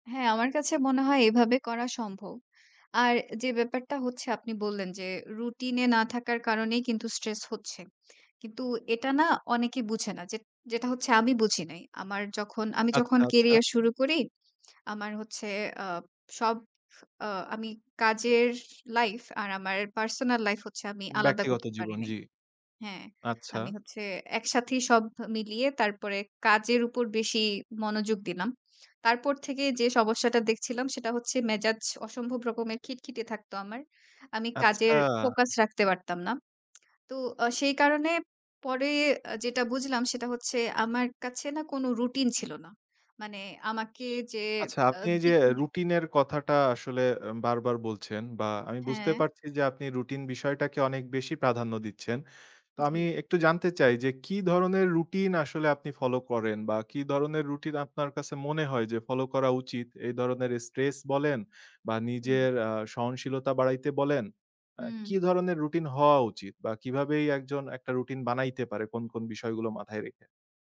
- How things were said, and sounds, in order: lip smack; horn; "ধরণের" said as "দরনের"
- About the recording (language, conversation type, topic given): Bengali, podcast, দীর্ঘমেয়াদে সহনশীলতা গড়ে তোলার জন্য আপনি কী পরামর্শ দেবেন?